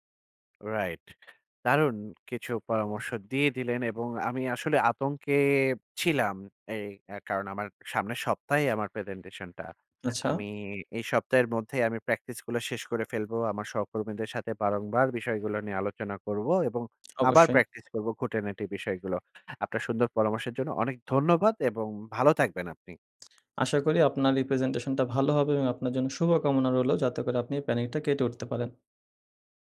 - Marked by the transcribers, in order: drawn out: "আতঙ্কে"; in English: "প্যানিক"
- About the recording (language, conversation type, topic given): Bengali, advice, ভিড় বা মানুষের সামনে কথা বলার সময় কেন আমার প্যানিক হয় এবং আমি নিজেকে নিয়ন্ত্রণ করতে পারি না?